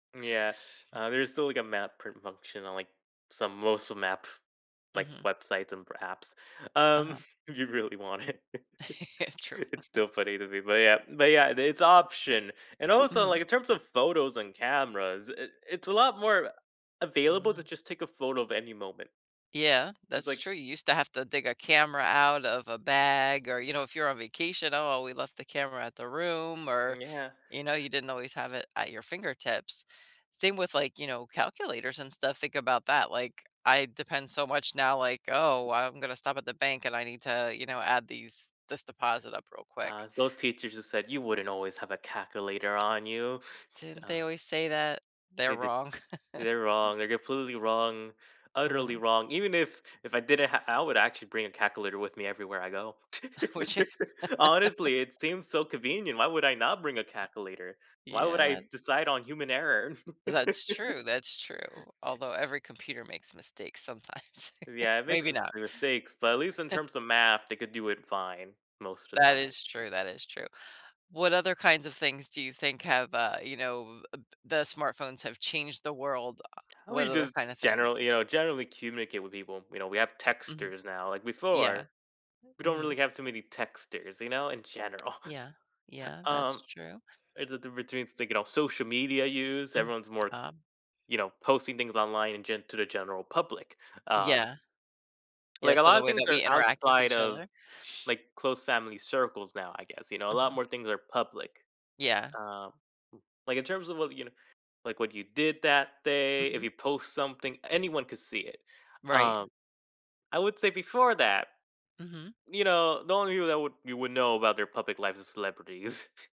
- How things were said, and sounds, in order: chuckle; laughing while speaking: "it"; chuckle; other background noise; tsk; chuckle; laughing while speaking: "Would you?"; laugh; laugh; laughing while speaking: "sometimes"; unintelligible speech; chuckle; chuckle; chuckle
- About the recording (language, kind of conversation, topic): English, unstructured, How have smartphones changed the world?
- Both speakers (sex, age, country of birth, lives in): female, 50-54, United States, United States; male, 20-24, United States, United States